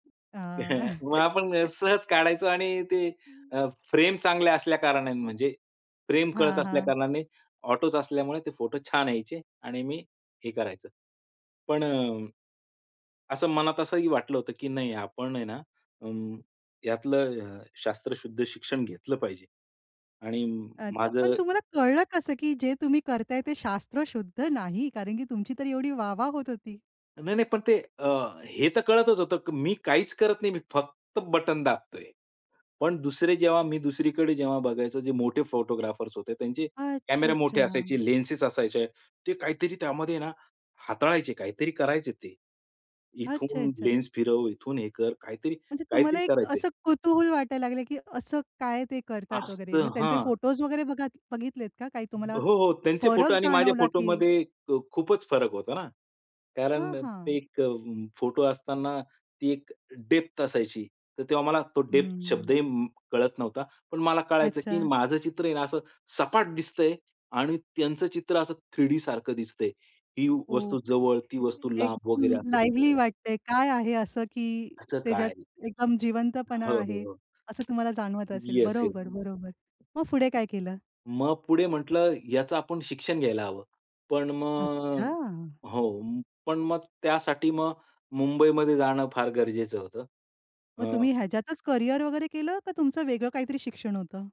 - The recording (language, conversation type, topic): Marathi, podcast, तुमची ओळख सर्वांत अधिक ठळकपणे दाखवणारी वस्तू कोणती आहे?
- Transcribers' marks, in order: other background noise; tapping; chuckle; other noise; in English: "डेप्थ"; in English: "डेप्थ"; in English: "लाईव्हली"